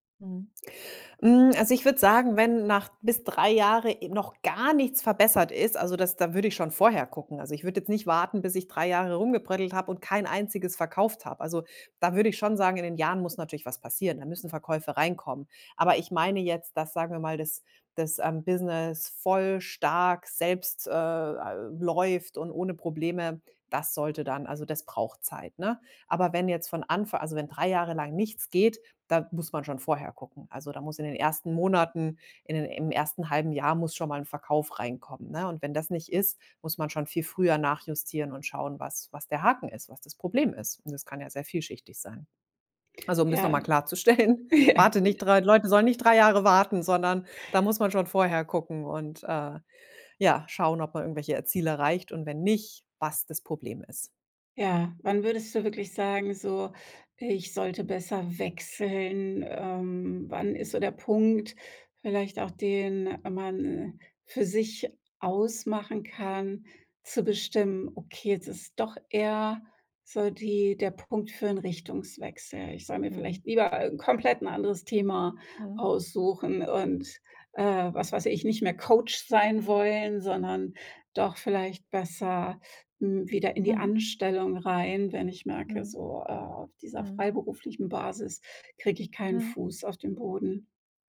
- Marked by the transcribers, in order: laughing while speaking: "klarzustellen"; chuckle; other background noise; stressed: "nicht"
- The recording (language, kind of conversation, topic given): German, podcast, Welchen Rat würdest du Anfängerinnen und Anfängern geben, die gerade erst anfangen wollen?